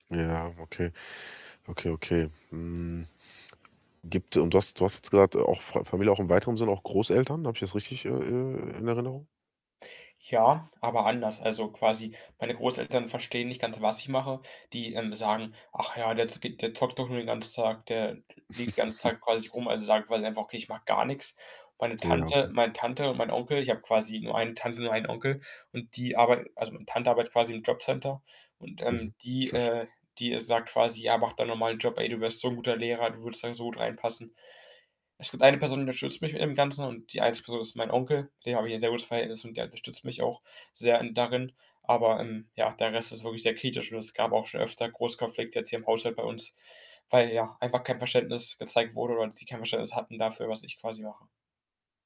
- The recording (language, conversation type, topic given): German, advice, Wie kann ich mit Konflikten mit meinen Eltern über meine Lebensentscheidungen wie Job, Partner oder Wohnort umgehen?
- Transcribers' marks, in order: static; other background noise; chuckle